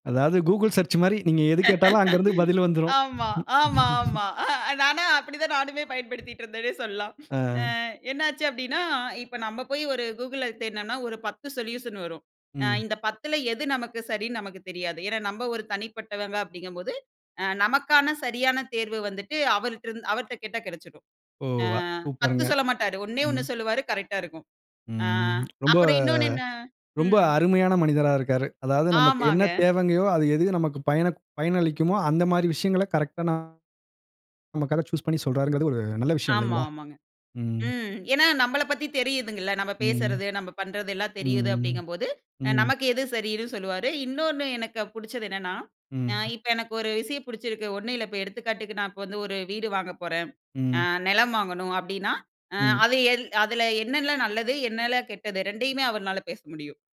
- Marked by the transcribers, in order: in English: "Google search"; laughing while speaking: "ஆமா. ஆமாமா. அ நானா அப்படி தான் நானுமே பயன்படுத்திட்டு இருந்தேனே சொல்லாம்"; laughing while speaking: "அங்க இருந்து பதில் வந்துரும்"; other noise; in English: "Google"; "தேடுனோனா" said as "தேனனா"; in English: "சொல்யூஷன்"; surprised: "ஓ! அ சூப்பருங்க"; joyful: "ரொம்ப ரொம்ப அருமையான மனிதரா இருக்காரு"; other background noise; in English: "சூஸ்"; trusting: "ம் ஏன்னா, நம்மள பத்தி தெரியுதுங்கல்ல … அவர்னால பேச முடியும்"
- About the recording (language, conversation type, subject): Tamil, podcast, ஒரு உறவு முடிந்ததற்கான வருத்தத்தை எப்படிச் சமாளிக்கிறீர்கள்?